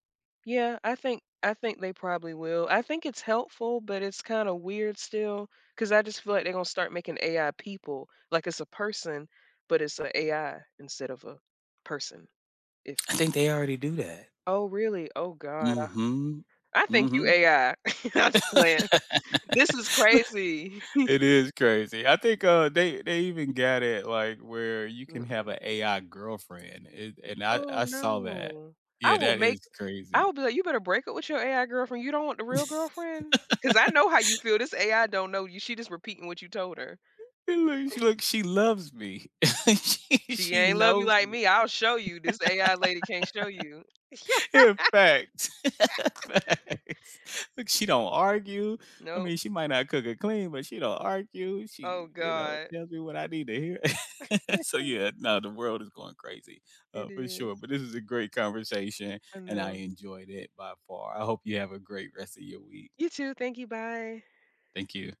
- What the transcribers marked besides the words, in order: other background noise; laugh; chuckle; chuckle; tapping; laugh; laughing while speaking: "And like, she like, she loves me, she she knows me"; scoff; laugh; laughing while speaking: "facts"; laughing while speaking: "Yeah"; laugh; laugh; laugh
- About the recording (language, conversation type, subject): English, unstructured, Which new AI features do you actually find helpful or annoying?
- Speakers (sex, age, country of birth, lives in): female, 30-34, United States, United States; male, 40-44, United States, United States